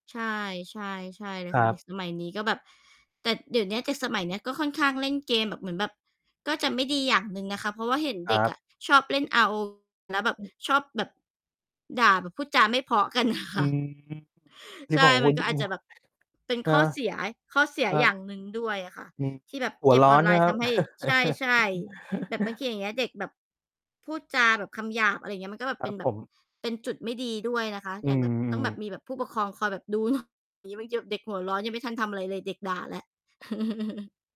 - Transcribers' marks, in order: distorted speech; laughing while speaking: "กัน"; laugh; laughing while speaking: "ดูเนาะ"; laugh
- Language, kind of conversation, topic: Thai, unstructured, คุณคิดถึงช่วงเวลาที่มีความสุขในวัยเด็กบ่อยแค่ไหน?